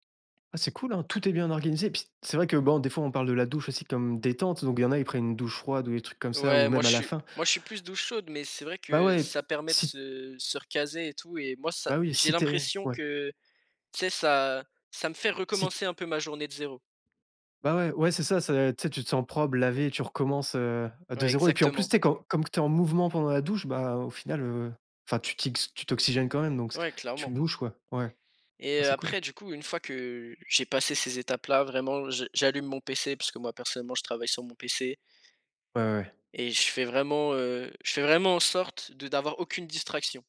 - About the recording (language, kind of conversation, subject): French, podcast, Que fais-tu quand la procrastination prend le dessus ?
- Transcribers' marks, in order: none